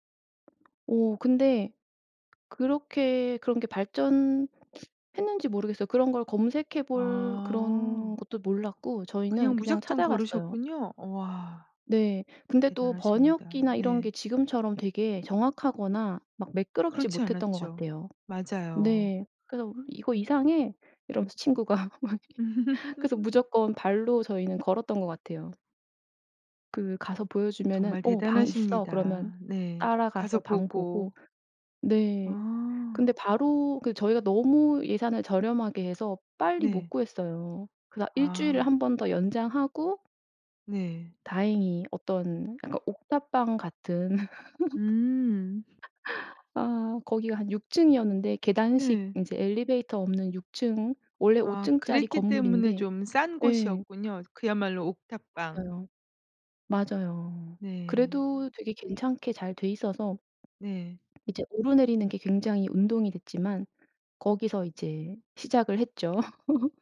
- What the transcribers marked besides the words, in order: other background noise; laughing while speaking: "친구가 막"; laugh; tapping; laugh; swallow; laugh
- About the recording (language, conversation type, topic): Korean, podcast, 직감이 삶을 바꾼 경험이 있으신가요?